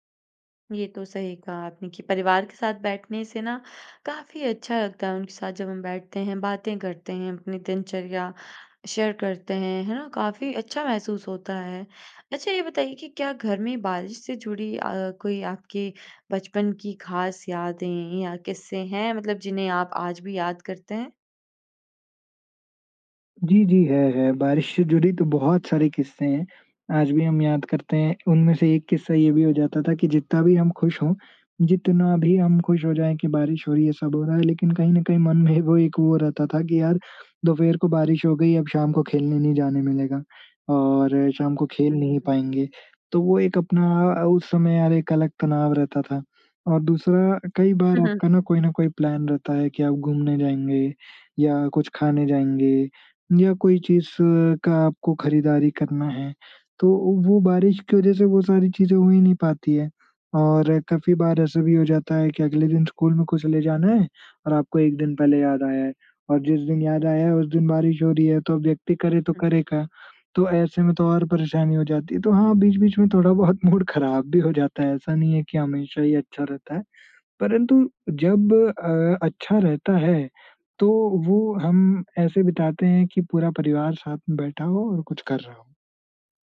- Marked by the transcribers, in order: in English: "शेयर"; chuckle; in English: "प्लान"; laughing while speaking: "बहुत मूड"; in English: "मूड"
- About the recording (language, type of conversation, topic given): Hindi, podcast, बारिश में घर का माहौल आपको कैसा लगता है?